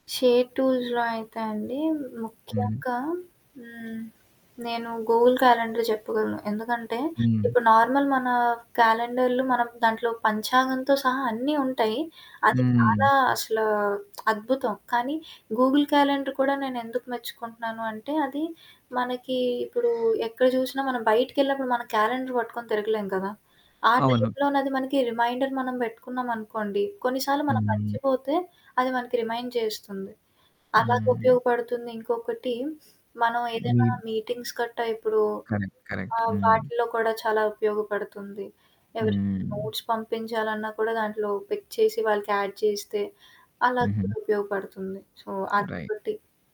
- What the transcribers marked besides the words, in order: static; in English: "షేర్ టూల్స్‌లో"; in English: "గూగుల్ క్యాలెండర్"; in English: "నార్మల్"; other background noise; lip smack; in English: "గూగుల్ క్యాలెండర్"; in English: "క్యాలెండర్"; in English: "రిమైండర్"; in English: "రిమైండ్"; sniff; in English: "మీటింగ్స్"; in English: "కరెక్ట్. కరెక్ట్"; distorted speech; in English: "నోట్స్"; in English: "పిక్"; in English: "యాడ్"; in English: "సో"
- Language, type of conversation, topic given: Telugu, podcast, మీరు మీ పిల్లలతో లేదా కుటుంబంతో కలిసి పనులను పంచుకుని నిర్వహించడానికి ఏవైనా సాధనాలు ఉపయోగిస్తారా?